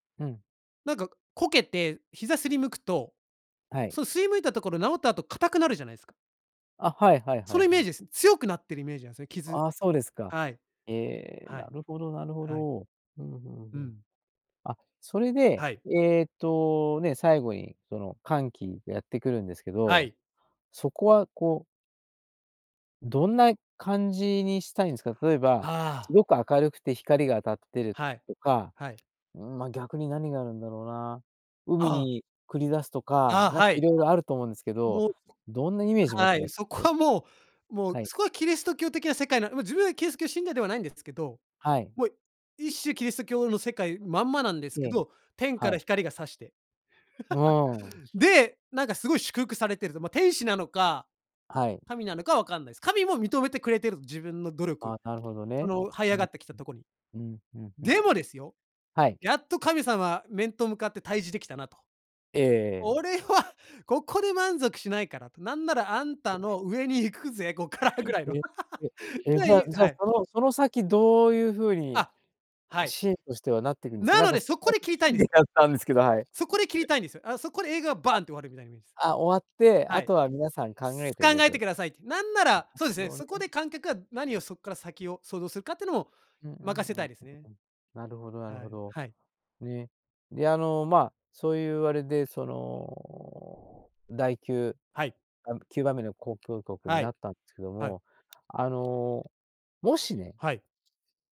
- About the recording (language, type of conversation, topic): Japanese, podcast, 自分の人生を映画にするとしたら、主題歌は何ですか？
- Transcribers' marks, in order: tapping; other background noise; unintelligible speech; laugh; stressed: "でもですよ"; laughing while speaking: "こっからぐらいの"; laugh; unintelligible speech; other noise; unintelligible speech